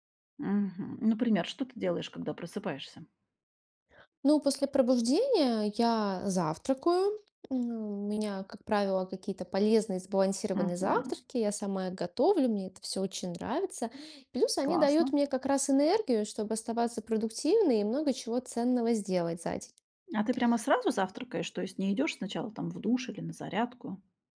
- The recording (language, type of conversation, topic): Russian, podcast, Какие привычки помогут сделать ваше утро более продуктивным?
- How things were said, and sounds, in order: other background noise